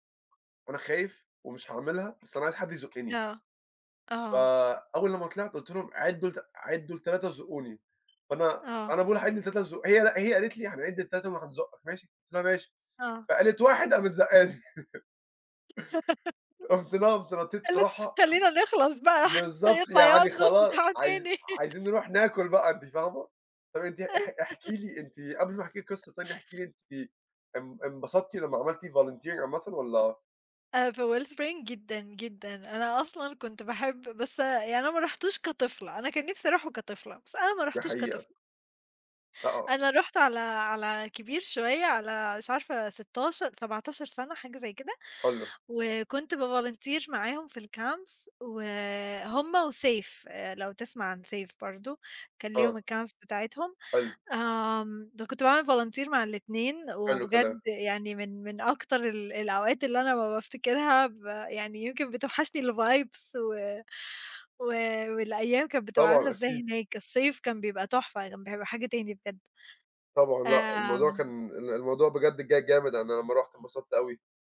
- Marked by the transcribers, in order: tapping; laugh; laughing while speaking: "زقاني"; laugh; laughing while speaking: "قالت خلينا نخلص بقى هيطلع يقعد نص ساعة تاني"; unintelligible speech; laugh; in English: "Volunteering"; in English: "فWellspring"; in English: "بVolunteer"; in English: "الCamps"; in English: "الCamps"; in English: "Volunteer"; in English: "الVibes"
- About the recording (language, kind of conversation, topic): Arabic, unstructured, عندك هواية بتساعدك تسترخي؟ إيه هي؟